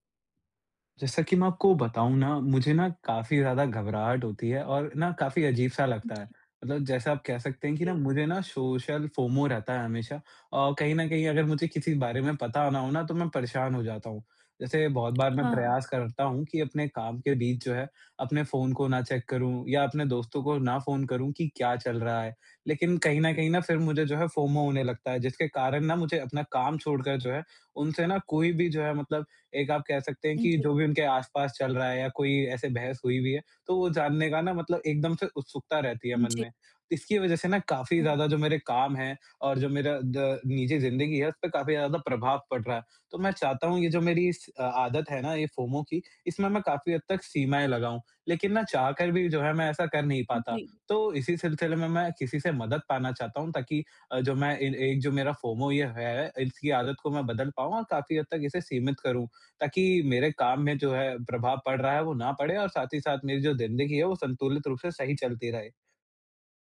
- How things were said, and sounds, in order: in English: "सोशल फ़ोमो"; tongue click; in English: "चेक"; in English: "फ़ोमो"; in English: "फ़ोमो"; in English: "फ़ोमो"
- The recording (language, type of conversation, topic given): Hindi, advice, मैं ‘छूट जाने के डर’ (FOMO) के दबाव में रहते हुए अपनी सीमाएँ तय करना कैसे सीखूँ?